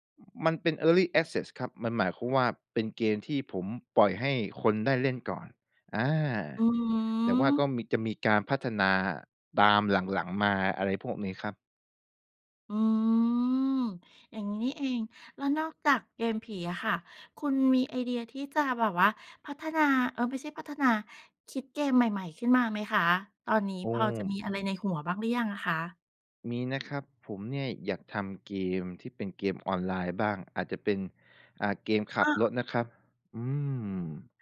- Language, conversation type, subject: Thai, podcast, คุณทำโปรเจกต์ในโลกจริงเพื่อฝึกทักษะของตัวเองอย่างไร?
- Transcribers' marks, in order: other noise; in English: "early access"